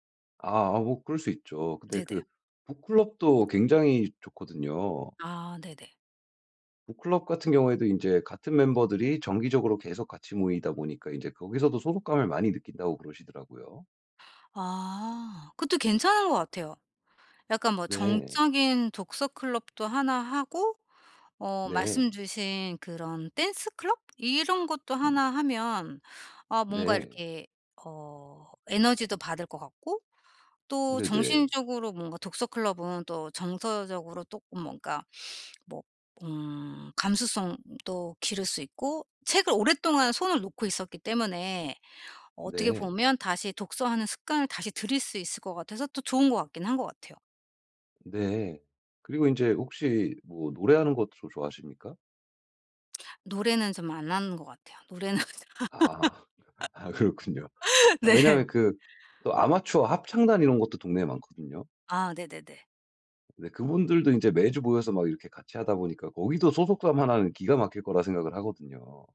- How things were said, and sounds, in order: "조금" said as "또끔"; sniff; tapping; other background noise; laugh; laughing while speaking: "노래는 좀"; laughing while speaking: "아 그렇군요"; laugh
- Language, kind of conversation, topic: Korean, advice, 소속감을 잃지 않으면서도 제 개성을 어떻게 지킬 수 있을까요?